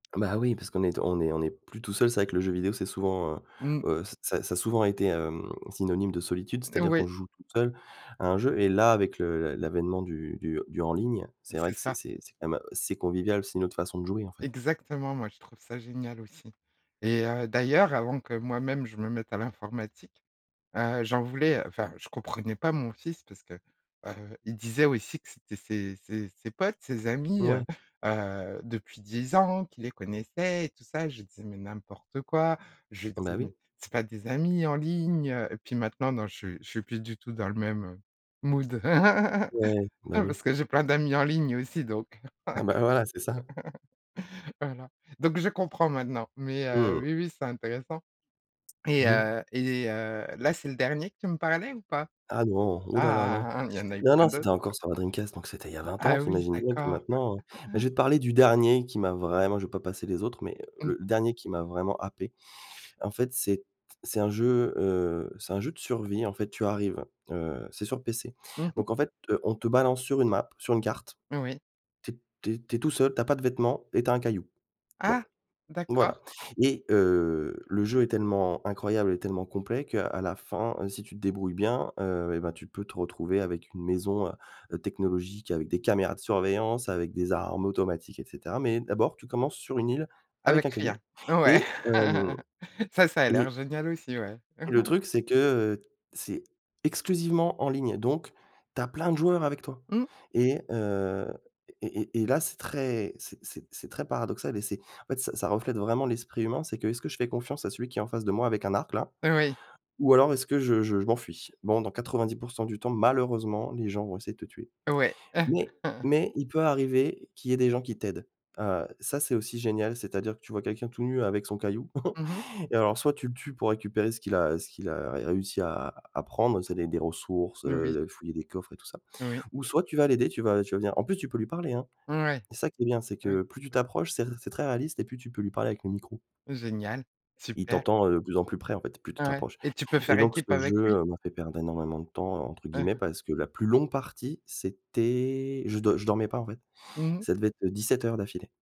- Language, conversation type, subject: French, podcast, Quelle activité te fait perdre la notion du temps ?
- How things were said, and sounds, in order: laugh; laugh; tapping; chuckle; in English: "map"; laugh; chuckle; stressed: "exclusivement"; chuckle; chuckle; other background noise